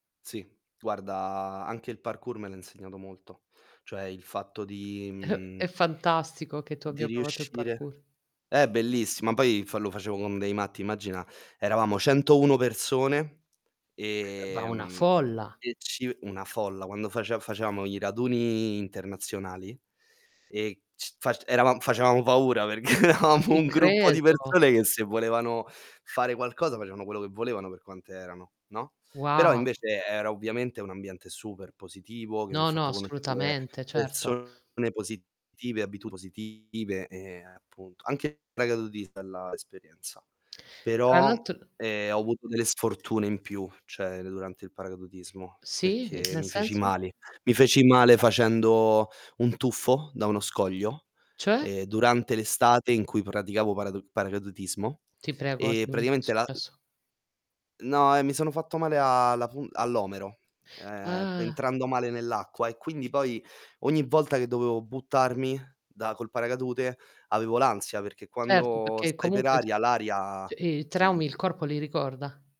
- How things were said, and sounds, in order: static; chuckle; background speech; drawn out: "ehm"; other background noise; laughing while speaking: "perché eravamo un gruppo"; tapping; distorted speech; drawn out: "Ah"; "perché" said as "pecché"
- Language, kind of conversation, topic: Italian, unstructured, Quanto è importante fare esercizio fisico regolarmente?